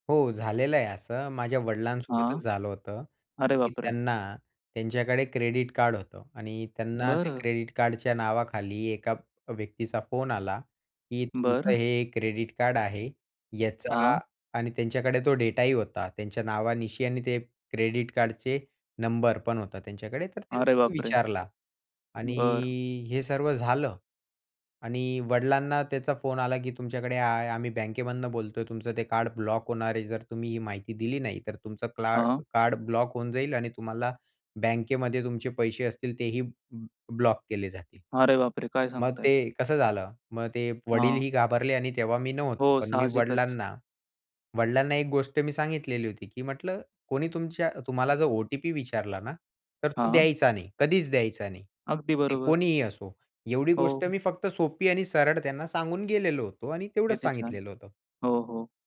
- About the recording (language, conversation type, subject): Marathi, podcast, डिजिटल कौशल्ये शिकणे किती गरजेचे आहे असं तुम्हाला वाटतं?
- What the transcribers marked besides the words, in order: in English: "कार्ड ब्लॉक"; in English: "कार्ड ब्लॉक"; in English: "ब्लॉक"